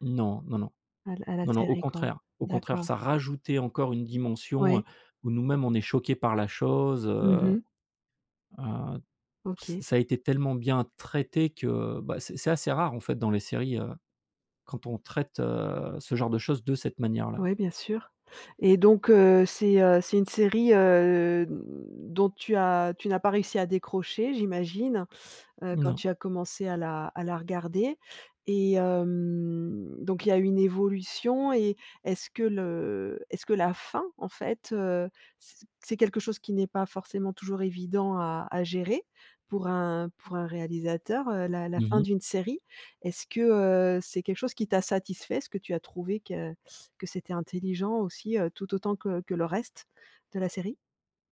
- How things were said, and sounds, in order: stressed: "rajoutait"; drawn out: "heu"; drawn out: "hem"
- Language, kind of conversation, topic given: French, podcast, Quelle série recommanderais-tu à tout le monde en ce moment ?